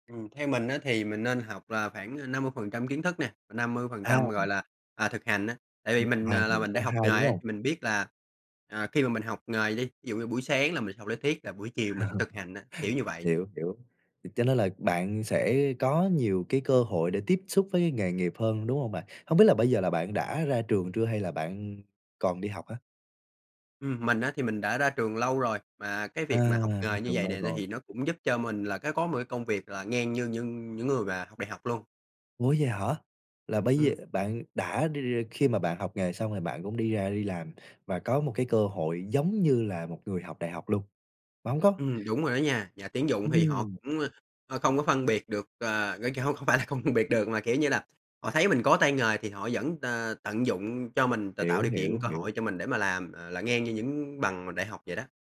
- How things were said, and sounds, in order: unintelligible speech; laugh; tapping; laughing while speaking: "không phải là"
- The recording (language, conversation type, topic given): Vietnamese, podcast, Học nghề có nên được coi trọng như học đại học không?